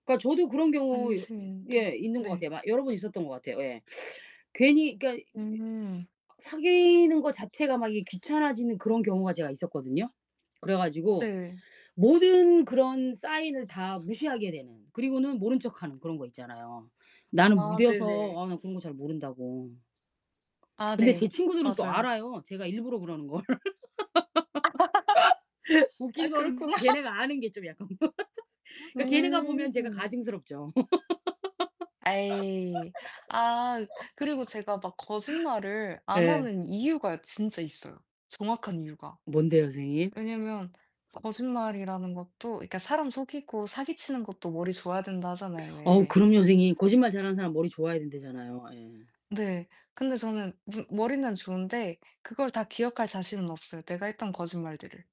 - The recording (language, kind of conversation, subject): Korean, unstructured, 정직함이 왜 중요하다고 생각하나요?
- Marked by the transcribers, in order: other background noise; in English: "sign을"; laugh; laughing while speaking: "그렇구나"; laugh; distorted speech; laugh; laugh; tapping; background speech